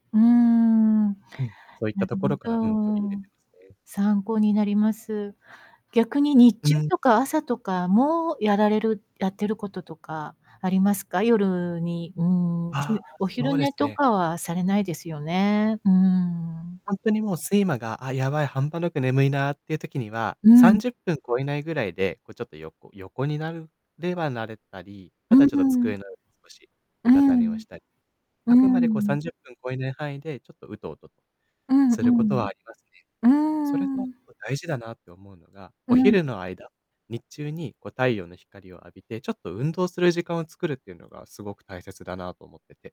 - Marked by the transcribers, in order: static; distorted speech; unintelligible speech
- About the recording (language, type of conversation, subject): Japanese, podcast, 睡眠の質を上げるには、どんな工夫が効果的だと思いますか？